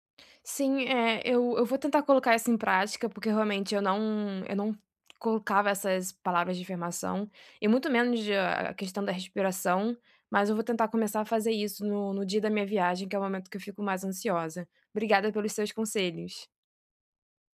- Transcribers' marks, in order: none
- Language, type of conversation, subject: Portuguese, advice, Como posso lidar com a ansiedade ao explorar lugares novos e desconhecidos?